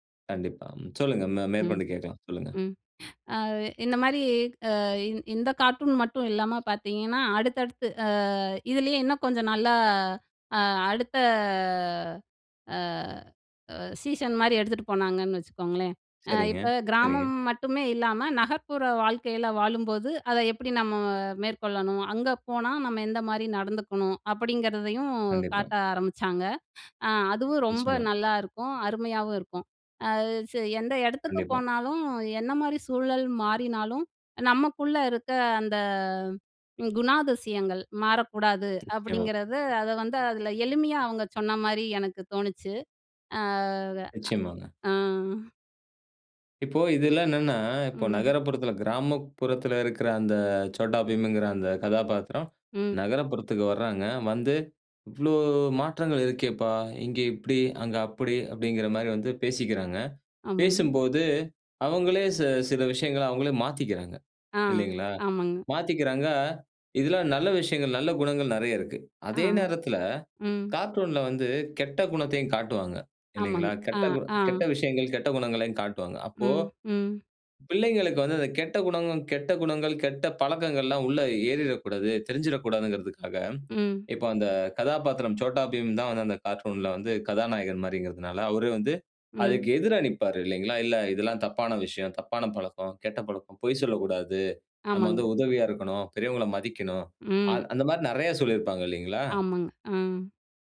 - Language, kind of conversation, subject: Tamil, podcast, கார்டூன்களில் உங்களுக்கு மிகவும் பிடித்த கதாபாத்திரம் யார்?
- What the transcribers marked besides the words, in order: drawn out: "அடுத்த அ"; "நகர்ப்புற" said as "நகப்புற"; other background noise; "ஆமாங்க" said as "ஆமங்"